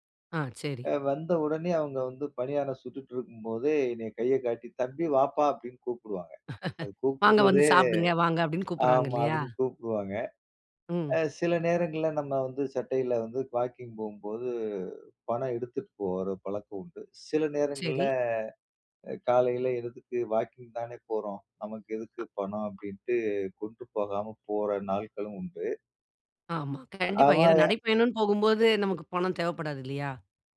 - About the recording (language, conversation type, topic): Tamil, podcast, தினசரி நடைப்பயணத்தில் நீங்கள் கவனிக்கும் மற்றும் புதிதாகக் கண்டுபிடிக்கும் விஷயங்கள் என்னென்ன?
- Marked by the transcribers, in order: laugh; drawn out: "போம்போது"; drawn out: "நேரங்கள்ல"; other noise